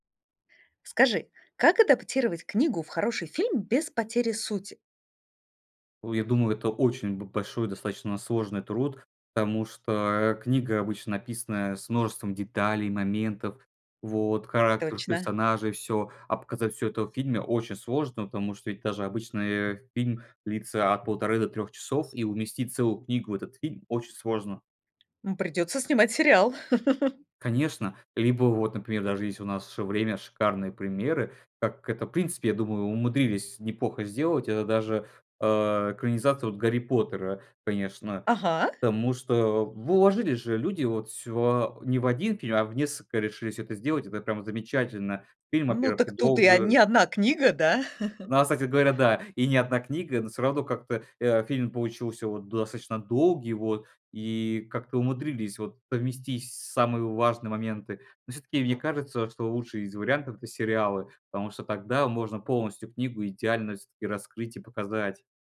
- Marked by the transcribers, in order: tapping; giggle; giggle
- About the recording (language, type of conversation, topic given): Russian, podcast, Как адаптировать книгу в хороший фильм без потери сути?